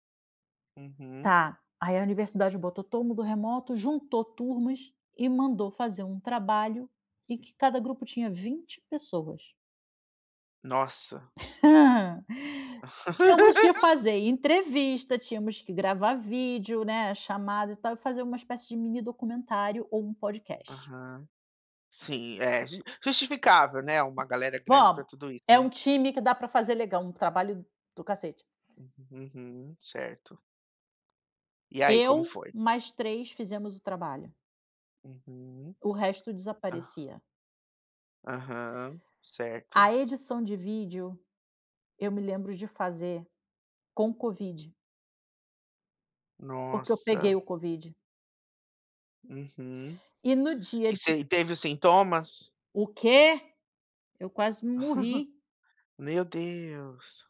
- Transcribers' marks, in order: laugh; tapping; chuckle
- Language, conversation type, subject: Portuguese, advice, Como posso viver alinhado aos meus valores quando os outros esperam algo diferente?